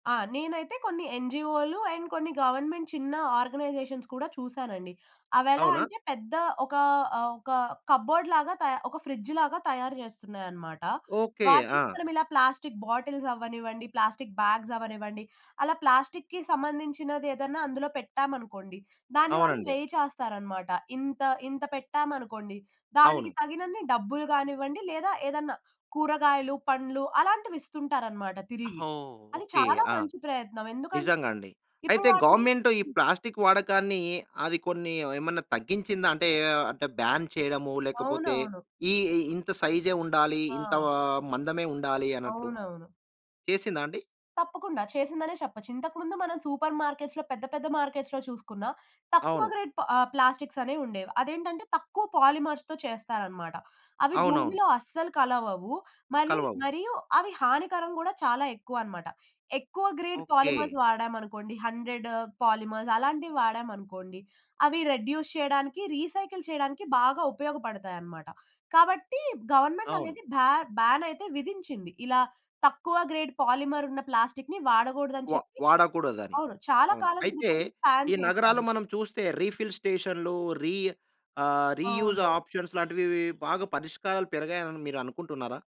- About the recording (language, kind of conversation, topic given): Telugu, podcast, ప్లాస్టిక్ వినియోగాన్ని తగ్గించుకోవడానికి ఏ సాధారణ అలవాట్లు సహాయపడతాయి?
- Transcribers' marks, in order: in English: "అండ్"; in English: "గవర్నమెంట్"; in English: "ఆర్గనైజేషన్స్"; in English: "కబోర్డ్"; in English: "ఫ్రిడ్జ్"; in English: "ప్లాస్టిక్ బాటిల్స్"; in English: "ప్లాస్టిక్ బ్యాగ్స్"; in English: "ప్లాస్టిక్‌కి"; in English: "వేయ్"; in English: "గవర్నమెంట్"; in English: "ప్లాస్టిక్"; in English: "బాన్"; horn; other background noise; in English: "సూపర్ మార్కెట్స్‌లో"; in English: "మార్కెట్స్‌లో"; in English: "గ్రేట్"; in English: "ప్లాస్టిక్స్"; in English: "పాలిమర్స్‌తో"; in English: "గ్రేడ్ పాలిమర్స్"; in English: "హండ్రెడ్ పాలిమర్స్"; in English: "రెడ్యూస్"; in English: "రీసైకిల్"; in English: "గవర్నమెంట్"; in English: "భా బాన్"; in English: "గ్రేడ్ పాలిమర్"; in English: "ప్లాస్టిక్‌ని"; in English: "రీఫిల్"; in English: "బాన్"; in English: "రీయూజ్ ఆప్షన్స్"